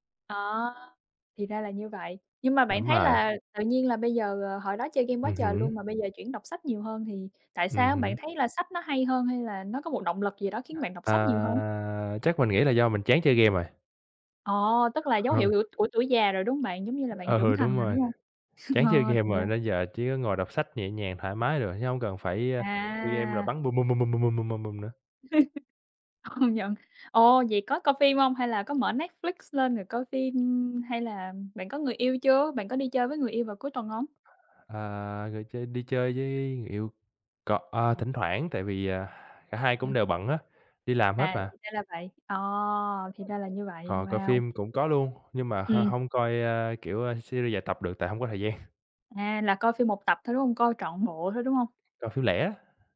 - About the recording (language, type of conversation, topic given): Vietnamese, unstructured, Khi căng thẳng, bạn thường làm gì để giải tỏa?
- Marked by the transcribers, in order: tapping; other background noise; chuckle; unintelligible speech; laughing while speaking: "Ừ"; background speech; chuckle; chuckle; laughing while speaking: "Công"; unintelligible speech; in English: "series"; laughing while speaking: "gian"